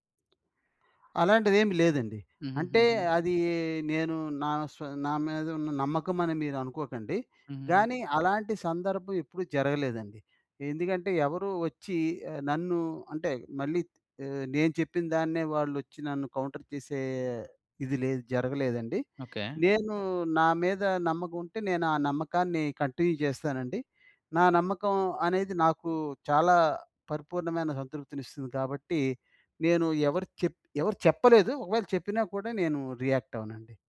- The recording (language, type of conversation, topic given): Telugu, podcast, నువ్వు నిన్ను ఎలా అర్థం చేసుకుంటావు?
- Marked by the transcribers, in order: tapping; other background noise; in English: "కౌంటర్"; in English: "కంటిన్యూ"